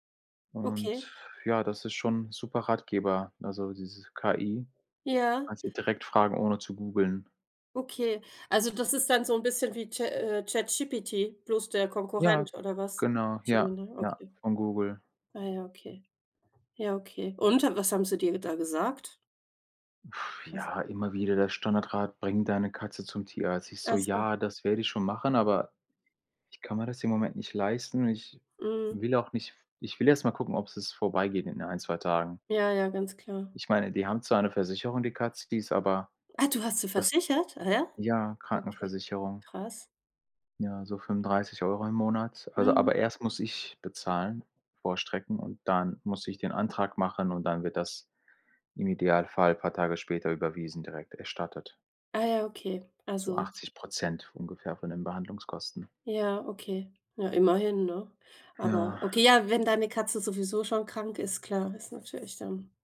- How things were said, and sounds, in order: tapping; sigh; anticipating: "Ah, du hast sie versichert?"
- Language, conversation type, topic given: German, unstructured, Wie verändert Technologie unseren Alltag wirklich?